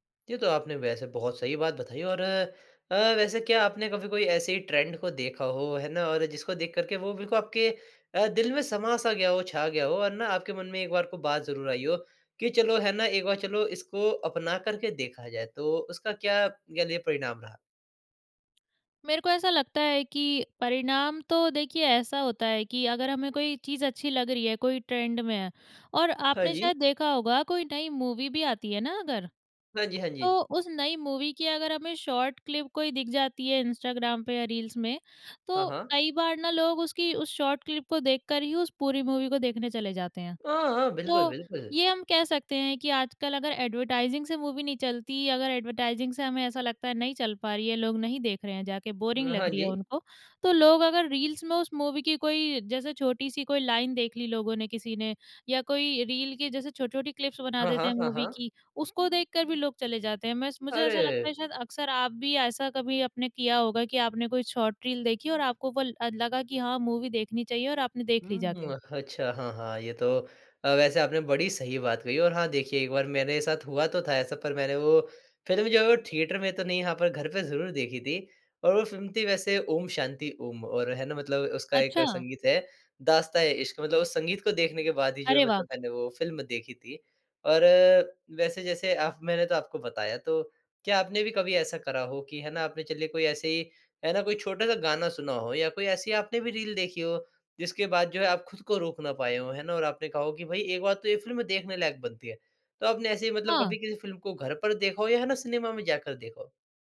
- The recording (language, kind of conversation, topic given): Hindi, podcast, क्या आप चलन के पीछे चलते हैं या अपनी राह चुनते हैं?
- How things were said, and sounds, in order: in English: "ट्रेंड"; in English: "ट्रेंड"; in English: "मूवी"; tapping; in English: "मूवी"; in English: "मूवी"; in English: "ऐड्वर्टाइज़िंग"; in English: "मूवी"; in English: "ऐड्वर्टाइज़िंग"; in English: "बोरिंग"; in English: "मूवी"; in English: "लाइन"; in English: "मूवी"; in English: "मूवी"; in English: "थिएटर"